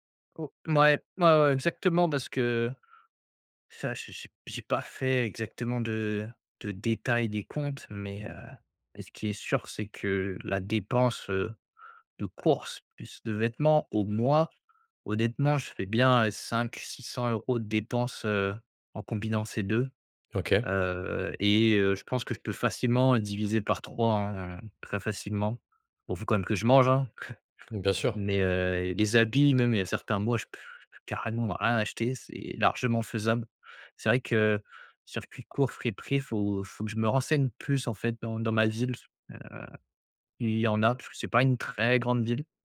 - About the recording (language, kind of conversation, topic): French, advice, Comment adopter le minimalisme sans avoir peur de manquer ?
- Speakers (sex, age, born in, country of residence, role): male, 25-29, France, France, user; male, 30-34, France, France, advisor
- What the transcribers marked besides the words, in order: stressed: "détails"; tapping; chuckle; other background noise; blowing; stressed: "très"